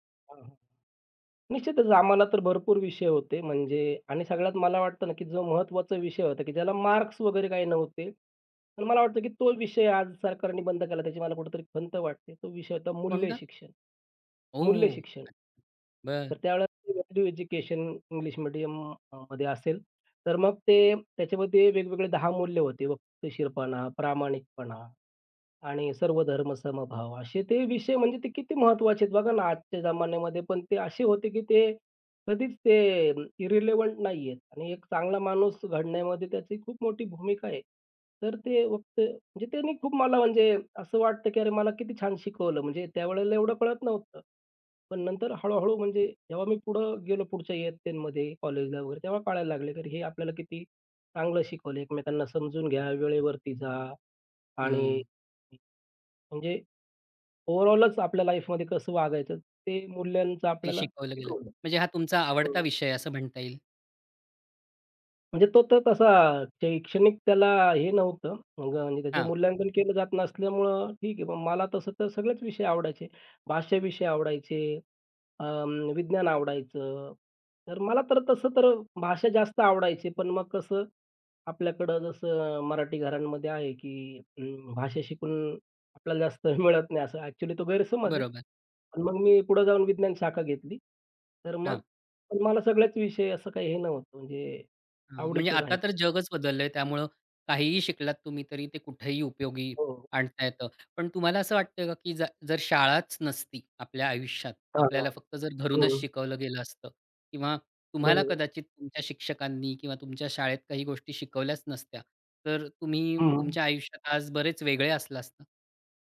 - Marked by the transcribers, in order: unintelligible speech; in English: "व्हॅल्यू एज्युकेशन इंग्लिश मीडियम"; in English: "इर्रेलेवेंट"; other background noise; in English: "ओव्हरऑलच"; in English: "लाईफमध्ये"
- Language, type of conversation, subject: Marathi, podcast, शाळेत शिकलेलं आजच्या आयुष्यात कसं उपयोगी पडतं?